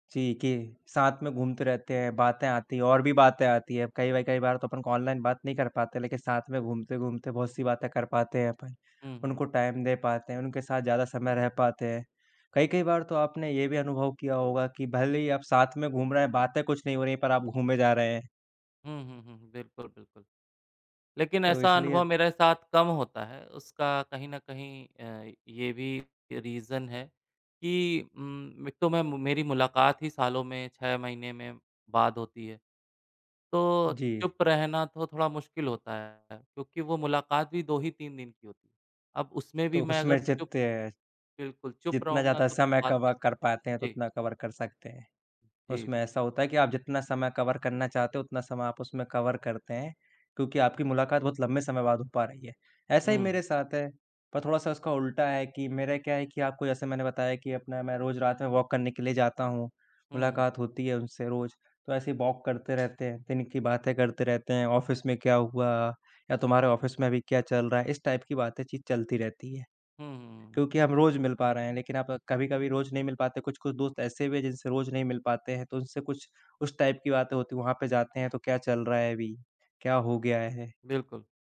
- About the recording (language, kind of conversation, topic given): Hindi, unstructured, क्या आप अपने दोस्तों के साथ ऑनलाइन या ऑफलाइन अधिक समय बिताते हैं?
- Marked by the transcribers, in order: in English: "टाइम"; tapping; in English: "रीज़न"; in English: "कवर"; in English: "कवर"; in English: "कवर"; in English: "कवर"; in English: "वॉक"; in English: "वॉक"; in English: "ऑफ़िस"; in English: "ऑफिस"; in English: "टाइप"; in English: "टाइप"